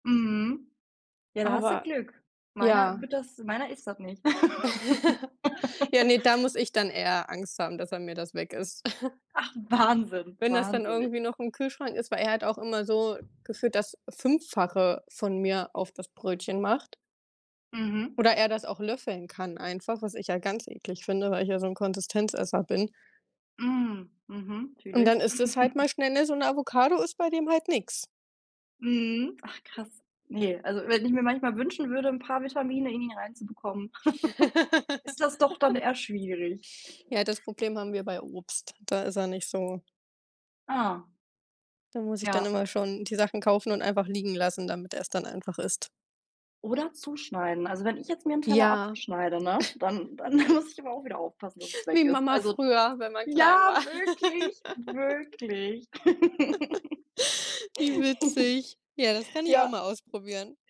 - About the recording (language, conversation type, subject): German, unstructured, Welche Speisen lösen bei dir Glücksgefühle aus?
- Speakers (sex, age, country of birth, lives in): female, 25-29, Germany, Germany; female, 25-29, Germany, Germany
- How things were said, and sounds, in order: laugh; other background noise; laugh; chuckle; "natürlich" said as "türlich"; chuckle; laugh; chuckle; laughing while speaking: "muss"; laughing while speaking: "war"; laugh; tapping; laugh; chuckle